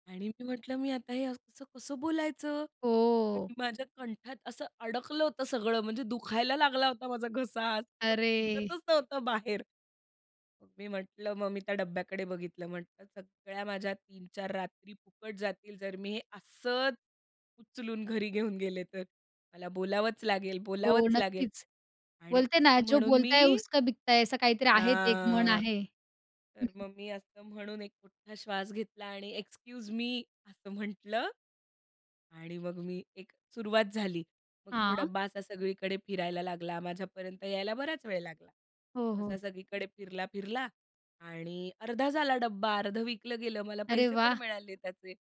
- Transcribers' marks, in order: laughing while speaking: "माझा घसा"; unintelligible speech; stressed: "असंच"; in Hindi: "जो बोलता है, उसका बिकता है"; in English: "एक्सक्यूज मी"
- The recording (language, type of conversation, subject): Marathi, podcast, संकल्पनेपासून काम पूर्ण होईपर्यंत तुमचा प्रवास कसा असतो?